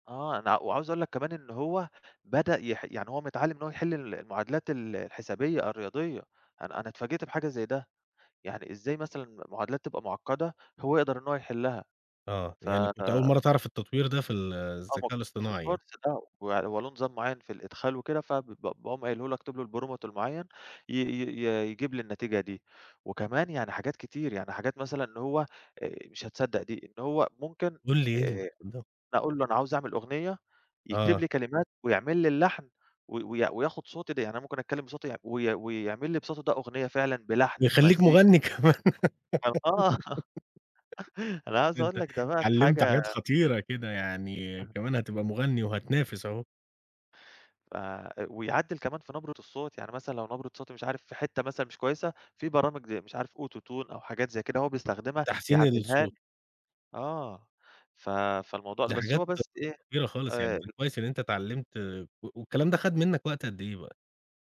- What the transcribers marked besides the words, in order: unintelligible speech; in English: "الكورس"; in English: "prompt"; unintelligible speech; laugh; chuckle; unintelligible speech; tapping
- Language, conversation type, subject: Arabic, podcast, إزاي بتتعلم حاجة جديدة من الإنترنت خطوة بخطوة؟